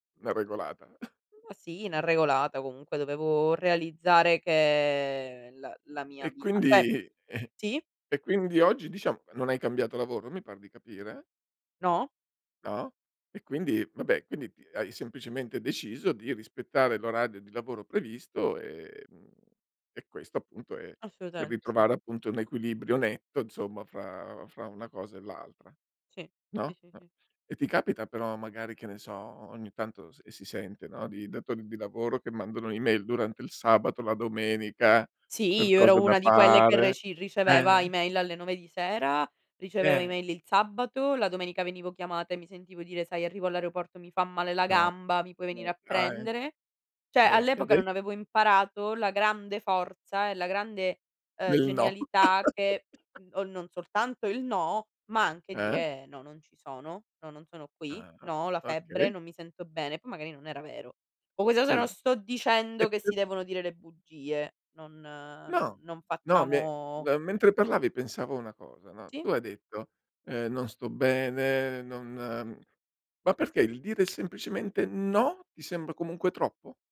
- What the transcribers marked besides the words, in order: chuckle; "una" said as "na"; drawn out: "che"; drawn out: "e"; other background noise; tapping; "Cioè" said as "ceh"; laugh
- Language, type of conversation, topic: Italian, podcast, Quanto conta per te l’equilibrio tra lavoro e vita privata?